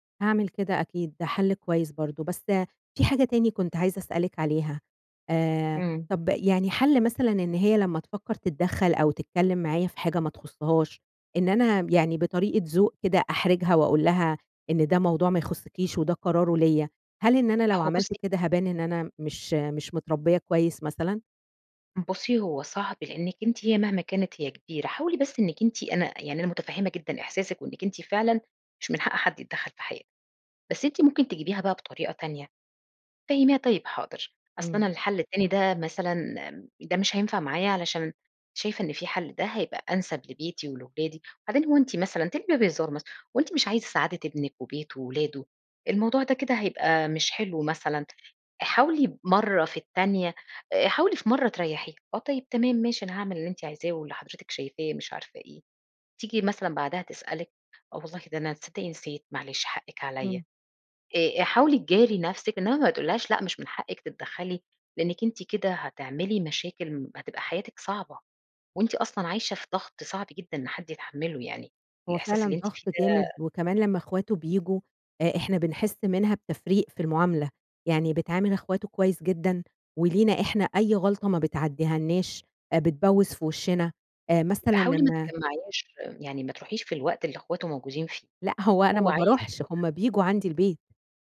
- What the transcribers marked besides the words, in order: tapping; other background noise
- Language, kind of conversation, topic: Arabic, advice, إزاي ضغوط العيلة عشان أمشي مع التقاليد بتخلّيني مش عارفة أكون على طبيعتي؟